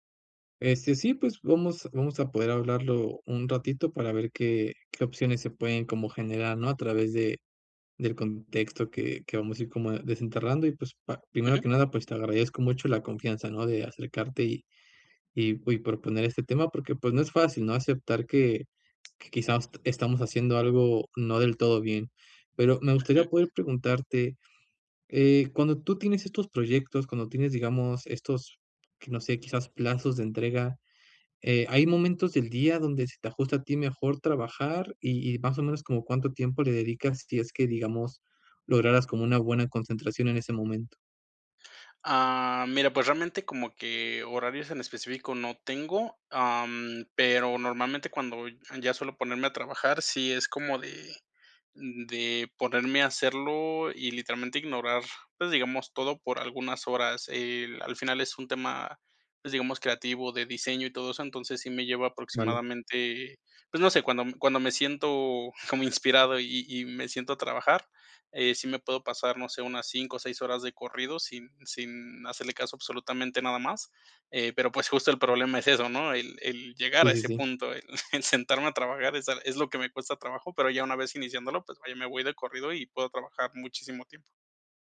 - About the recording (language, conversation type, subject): Spanish, advice, ¿Cómo puedo dejar de procrastinar y crear hábitos de trabajo diarios?
- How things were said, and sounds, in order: chuckle; chuckle